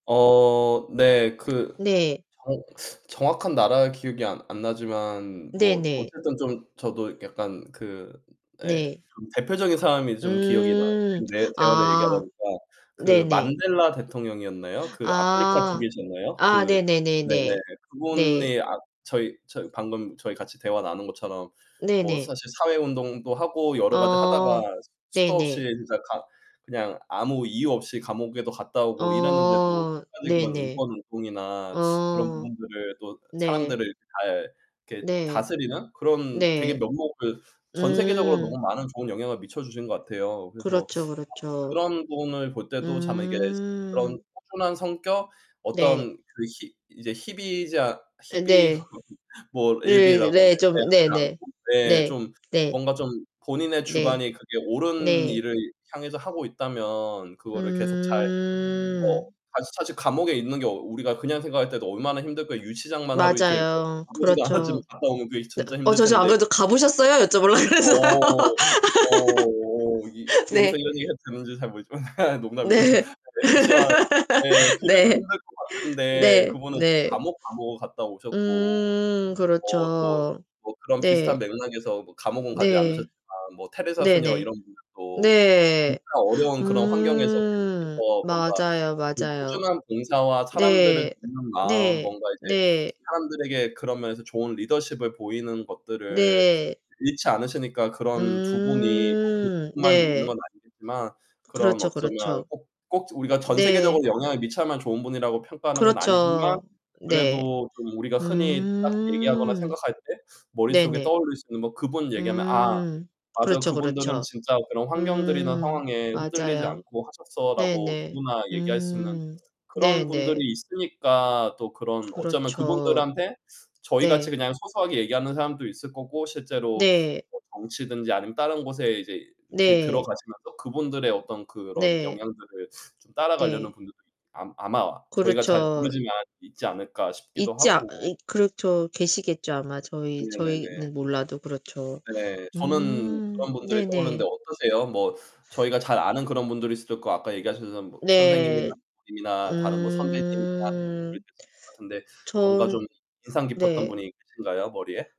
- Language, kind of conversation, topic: Korean, unstructured, 좋은 지도자에게는 어떤 조건이 필요하다고 생각하세요?
- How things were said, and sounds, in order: other background noise; distorted speech; tapping; laugh; unintelligible speech; laughing while speaking: "가 보지도 않았지만"; laughing while speaking: "여쭤 보려고 그랬어요"; laugh; laughing while speaking: "농담이고요. 아 네"; laughing while speaking: "네. 네"; laugh; gasp; unintelligible speech